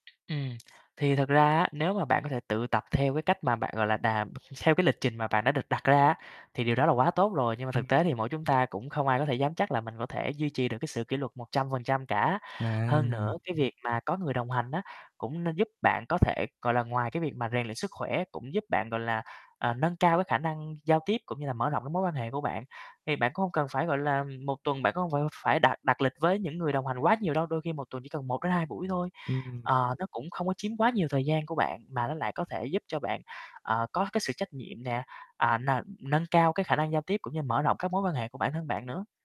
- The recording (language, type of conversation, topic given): Vietnamese, advice, Vì sao bạn không thể duy trì việc tập thể dục đều đặn khi bận công việc?
- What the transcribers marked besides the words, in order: tapping; other background noise